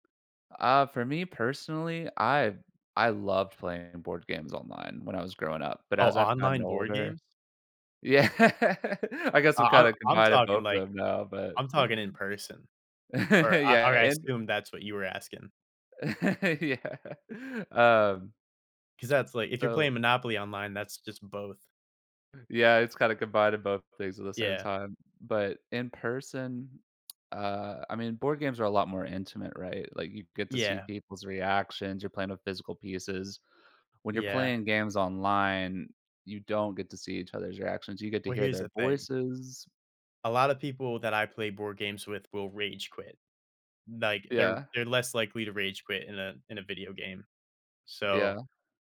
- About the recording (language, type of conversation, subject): English, unstructured, How do in-person and online games shape our social experiences differently?
- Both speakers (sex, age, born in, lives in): male, 20-24, United States, United States; male, 30-34, United States, United States
- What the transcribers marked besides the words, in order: laughing while speaking: "Yeah"; chuckle; laugh; laugh; laughing while speaking: "Yeah"